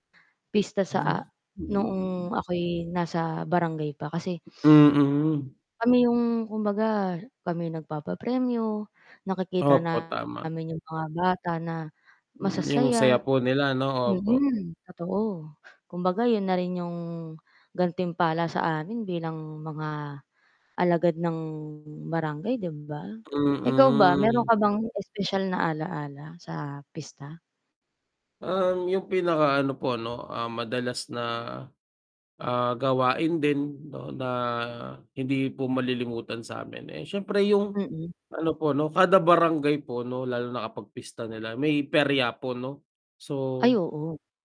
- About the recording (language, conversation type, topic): Filipino, unstructured, Ano ang mga pinakamasayang bahagi ng pista para sa iyo?
- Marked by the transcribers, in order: distorted speech; static